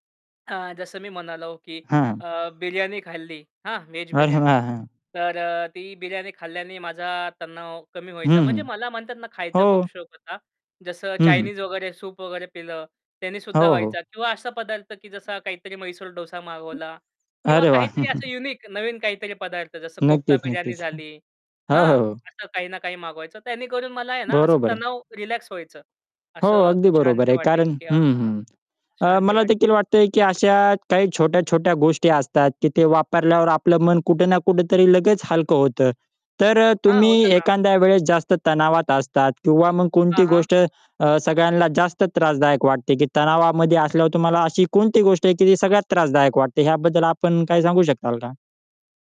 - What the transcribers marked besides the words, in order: other background noise; distorted speech; tapping; chuckle; in English: "युनिक"
- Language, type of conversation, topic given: Marathi, podcast, तुम्हाला तणाव आला की तुम्ही काय करता?